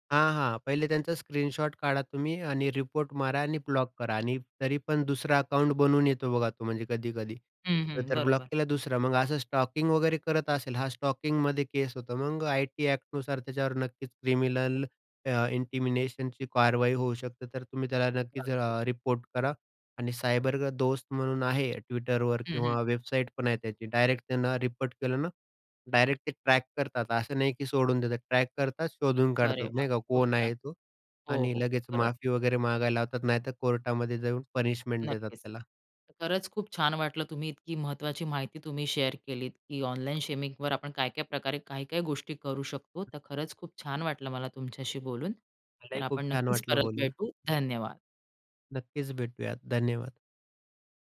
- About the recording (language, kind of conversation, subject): Marathi, podcast, ऑनलाइन शेमिंग इतके सहज का पसरते, असे तुम्हाला का वाटते?
- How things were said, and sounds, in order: tapping; in English: "इंटिमेशनची"; other background noise; in English: "पनिशमेंट"; in English: "शेअर"